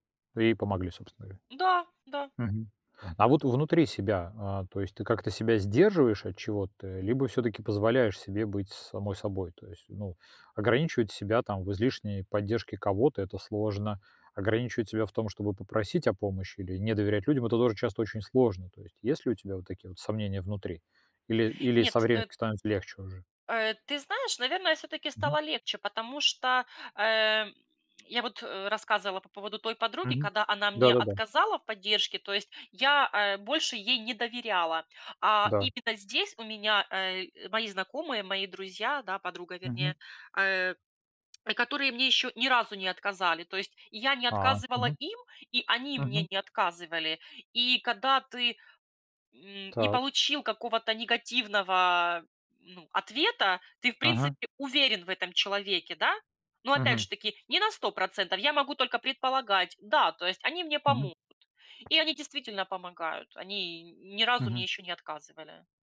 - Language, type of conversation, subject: Russian, podcast, Как находить баланс между тем, чтобы давать и получать поддержку?
- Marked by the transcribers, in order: tapping; other background noise; lip smack